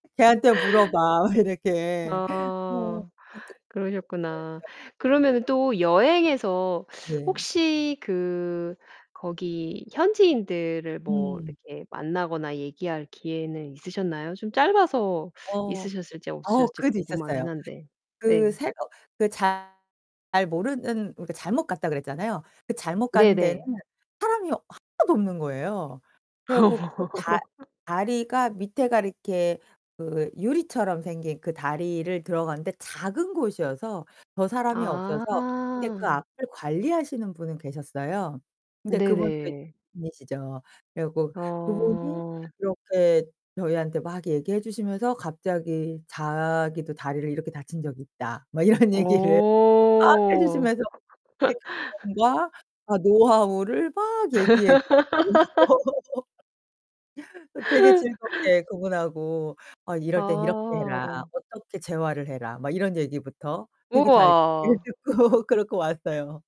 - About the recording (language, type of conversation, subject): Korean, podcast, 계획 없이 떠난 즉흥 여행 이야기를 들려주실 수 있나요?
- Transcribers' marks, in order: other background noise; distorted speech; laugh; unintelligible speech; background speech; laughing while speaking: "뭐 이런 얘기를"; laugh; laugh; unintelligible speech; laugh; laugh; laughing while speaking: "듣고"